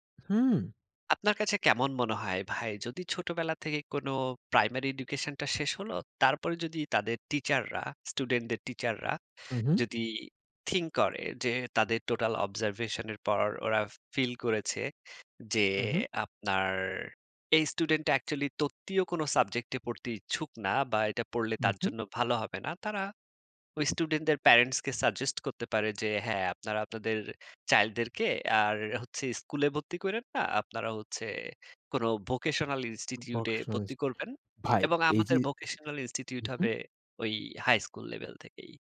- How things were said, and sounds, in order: in English: "Observation"; in English: "Actually"; in English: "Institute"; in English: "Institute"
- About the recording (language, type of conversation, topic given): Bengali, unstructured, সম্প্রতি কোন সামাজিক উদ্যোগ আপনাকে অনুপ্রাণিত করেছে?